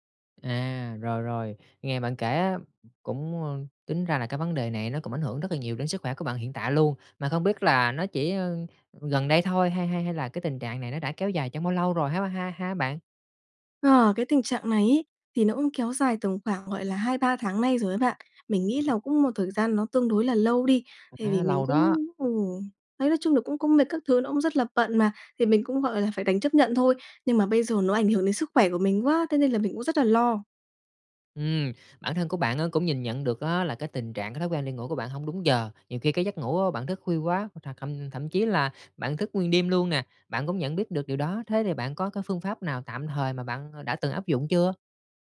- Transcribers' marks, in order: other background noise
- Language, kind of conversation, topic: Vietnamese, advice, Vì sao tôi không thể duy trì thói quen ngủ đúng giờ?